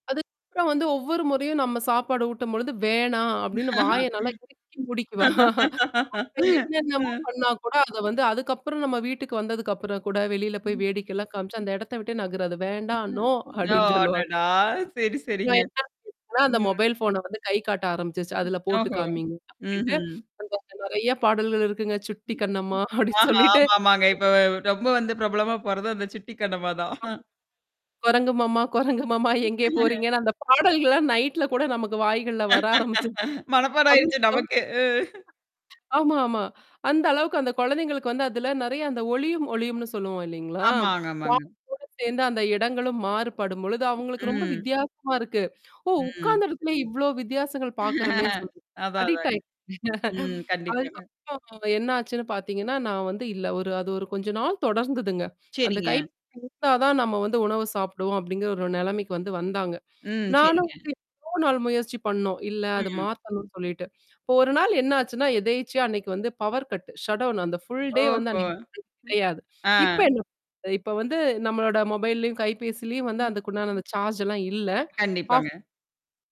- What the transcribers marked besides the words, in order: static; mechanical hum; distorted speech; laugh; chuckle; tapping; other noise; in English: "நோ"; laughing while speaking: "அப்படின்னு சொல்லுவா"; laughing while speaking: "அப்படின்னு சொல்லிட்டு"; unintelligible speech; chuckle; singing: "குரங்கு மாமா, குரங்கு மாம்மா, எங்கே போறீங்கன்னு"; chuckle; laughing while speaking: "மனப்பாடம் ஆயிடுச்சு நமக்கே. அ"; unintelligible speech; unintelligible speech; chuckle; in English: "அடிக்ட்"; other background noise; laugh; in English: "பவர் கட்டு, ஷட்டவுன்"; in English: "ஃபுல் டே"; unintelligible speech; unintelligible speech; in English: "சார்ஜ்"
- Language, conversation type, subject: Tamil, podcast, குழந்தைகளின் திரை நேரத்திற்கு நீங்கள் எந்த விதிமுறைகள் வைத்திருக்கிறீர்கள்?